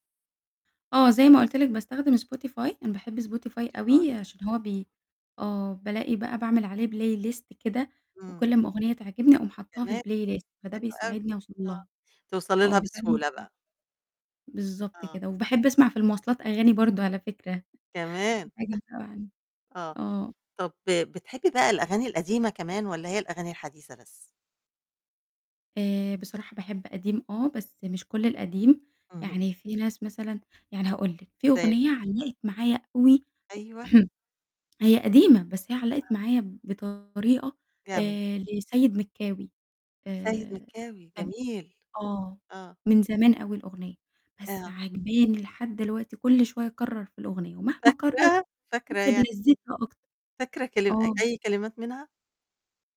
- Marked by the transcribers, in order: distorted speech; in English: "playlist"; in English: "الplaylist"; chuckle; unintelligible speech; unintelligible speech; throat clearing; unintelligible speech; unintelligible speech
- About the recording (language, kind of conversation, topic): Arabic, podcast, إزاي بتلاقي أغاني جديدة دلوقتي؟